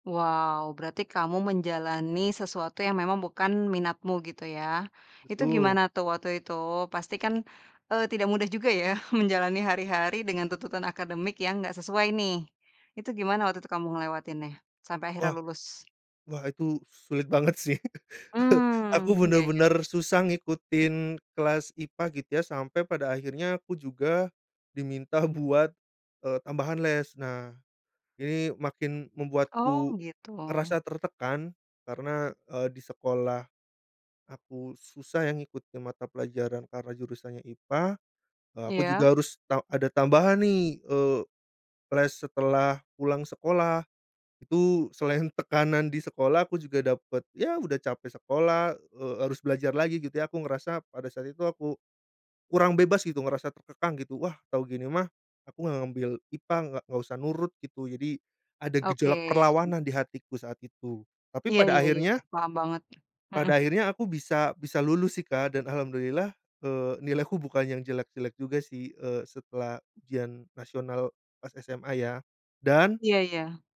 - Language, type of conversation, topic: Indonesian, podcast, Bagaimana kamu menghadapi ekspektasi keluarga tanpa kehilangan jati diri?
- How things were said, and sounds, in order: tapping; laugh; other background noise